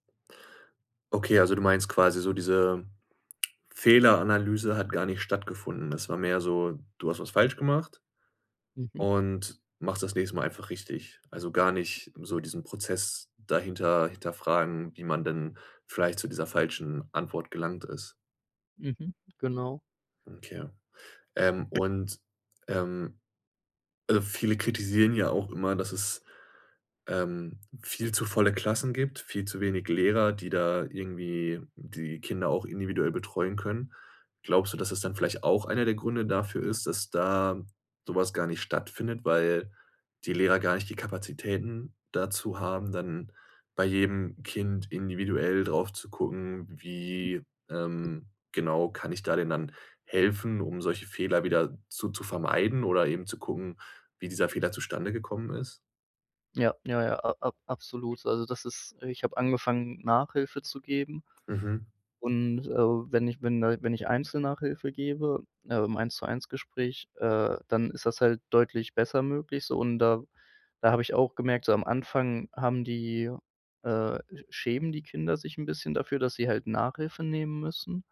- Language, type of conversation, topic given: German, podcast, Was könnte die Schule im Umgang mit Fehlern besser machen?
- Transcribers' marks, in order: other background noise